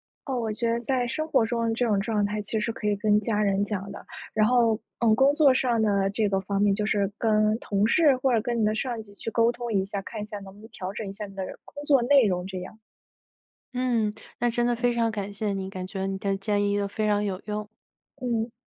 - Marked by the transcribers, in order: none
- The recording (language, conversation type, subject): Chinese, advice, 休息时间被工作侵占让你感到精疲力尽吗？